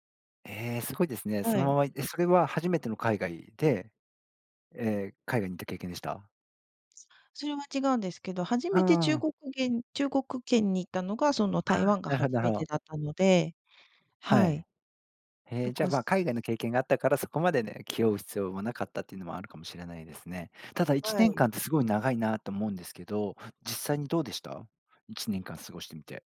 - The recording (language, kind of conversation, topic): Japanese, podcast, なぜ今の仕事を選んだのですか？
- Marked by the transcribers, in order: none